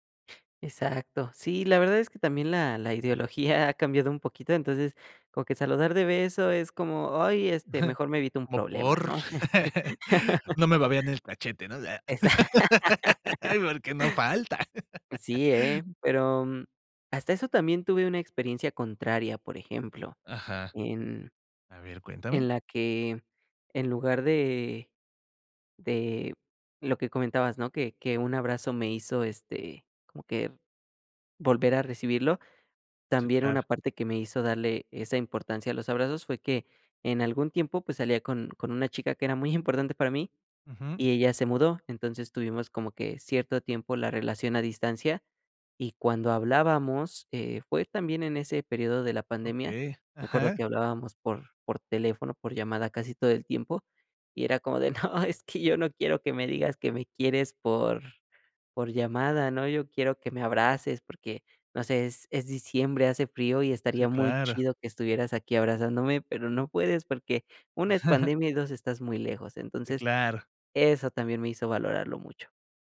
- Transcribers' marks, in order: other background noise; chuckle; laugh; other noise; laughing while speaking: "Ay, porque, no falta"; laugh; chuckle
- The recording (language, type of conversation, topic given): Spanish, podcast, ¿Qué pesa más para ti: un me gusta o un abrazo?